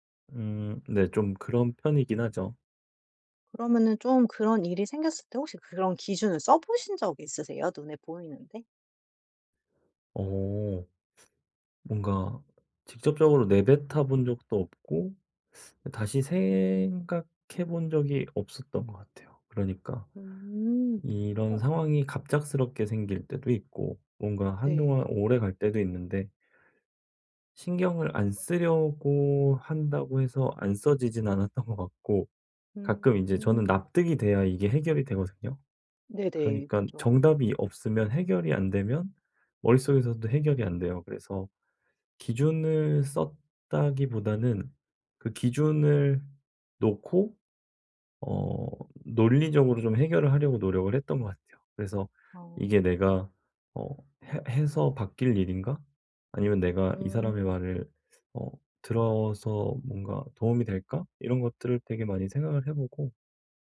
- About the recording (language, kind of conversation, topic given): Korean, advice, 다른 사람들이 나를 어떻게 볼지 너무 신경 쓰지 않으려면 어떻게 해야 하나요?
- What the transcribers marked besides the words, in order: drawn out: "생각해"; tapping